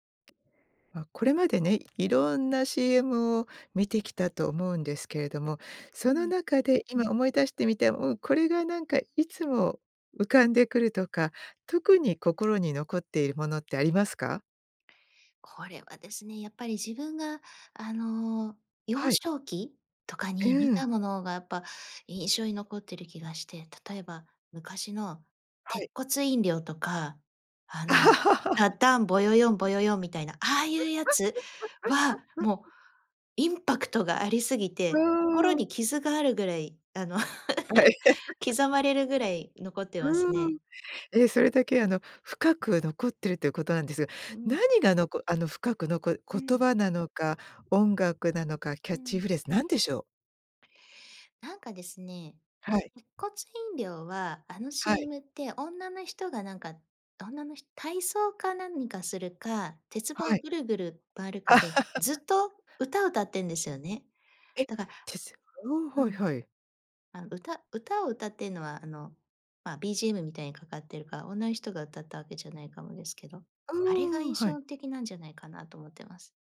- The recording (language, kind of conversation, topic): Japanese, podcast, 昔のCMで記憶に残っているものは何ですか?
- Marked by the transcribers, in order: other noise; laugh; laugh; laughing while speaking: "あの"; laugh; laugh